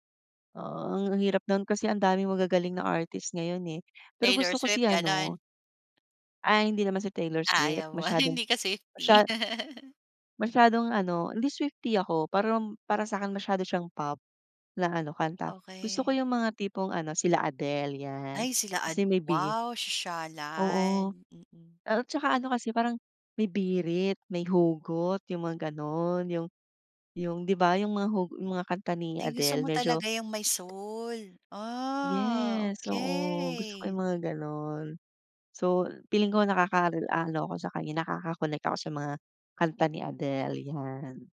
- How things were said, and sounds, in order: laughing while speaking: "Hindi"; chuckle; tapping
- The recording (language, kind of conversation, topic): Filipino, podcast, Paano mo ginagamit ang musika para ipahayag ang sarili mo?